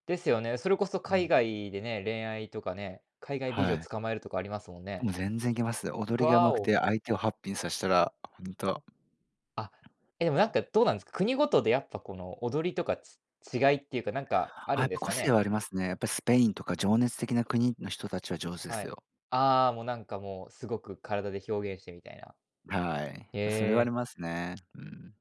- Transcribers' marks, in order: other background noise
- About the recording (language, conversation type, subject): Japanese, podcast, 新しい人とつながるとき、どのように話しかけ始めますか？
- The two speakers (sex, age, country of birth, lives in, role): male, 20-24, Japan, Japan, host; male, 40-44, Japan, Japan, guest